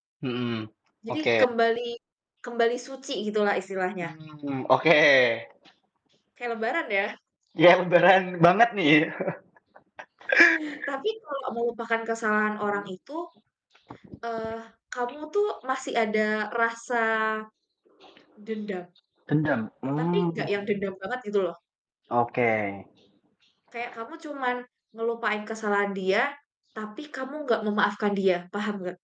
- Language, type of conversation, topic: Indonesian, unstructured, Apakah kamu pernah merasa sulit memaafkan seseorang, dan apa alasannya?
- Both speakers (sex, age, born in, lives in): female, 25-29, Indonesia, Indonesia; male, 20-24, Indonesia, Indonesia
- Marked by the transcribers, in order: static; other background noise; tapping; laugh; chuckle; wind